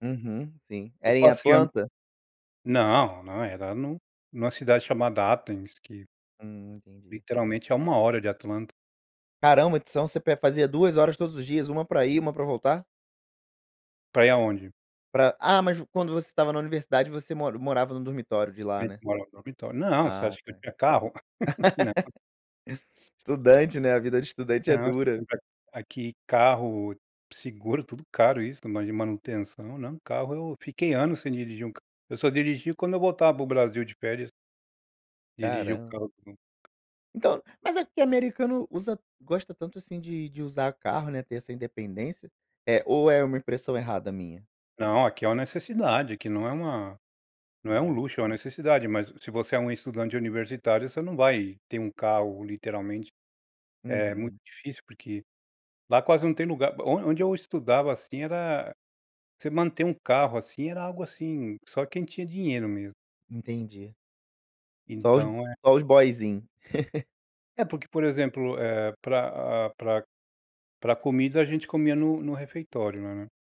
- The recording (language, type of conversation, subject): Portuguese, podcast, Como a comida une as pessoas na sua comunidade?
- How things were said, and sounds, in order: "Então" said as "Itsão"; laugh; unintelligible speech; tapping; laugh